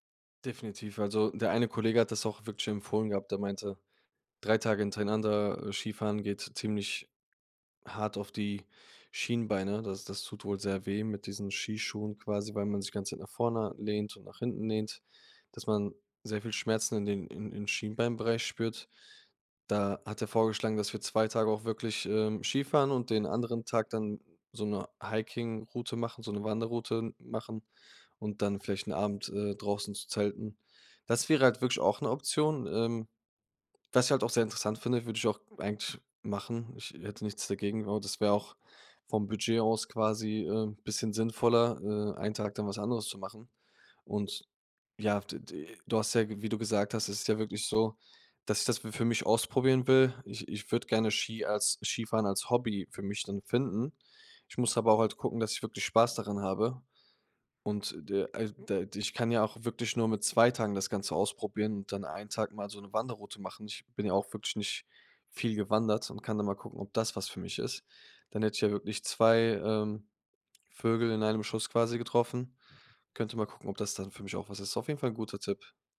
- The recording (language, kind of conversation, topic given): German, advice, Wie kann ich trotz begrenztem Budget und wenig Zeit meinen Urlaub genießen?
- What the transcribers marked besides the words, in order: none